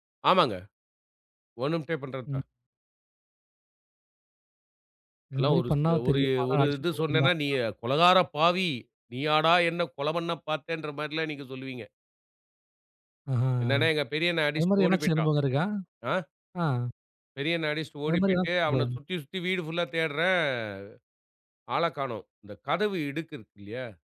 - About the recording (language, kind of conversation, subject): Tamil, podcast, தந்தையின் அறிவுரை மற்றும் உன் உள்ளத்தின் குரல் மோதும் போது நீ என்ன செய்வாய்?
- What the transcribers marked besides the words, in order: other background noise; drawn out: "தேடுறேன்"